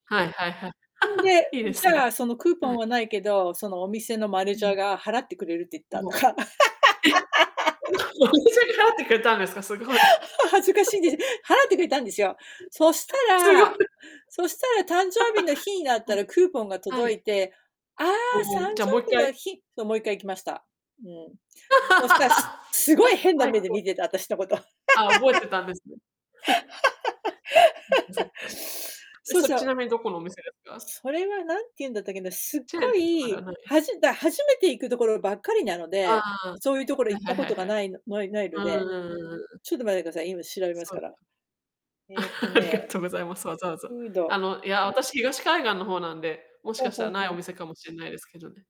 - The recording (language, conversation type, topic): Japanese, unstructured, 節約と楽しみのバランスはどのように取っていますか？
- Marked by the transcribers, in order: distorted speech; laugh; put-on voice: "manager"; in English: "manager"; laugh; laugh; unintelligible speech; laughing while speaking: "すごい"; background speech; laugh; "じょび" said as "誕生日"; laugh; chuckle; laugh; chuckle